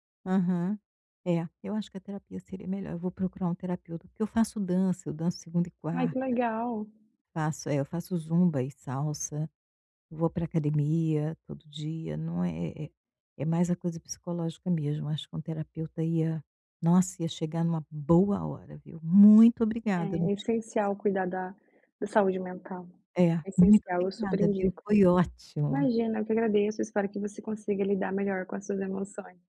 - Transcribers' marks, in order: none
- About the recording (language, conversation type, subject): Portuguese, advice, Como comer por emoção quando está estressado afeta você?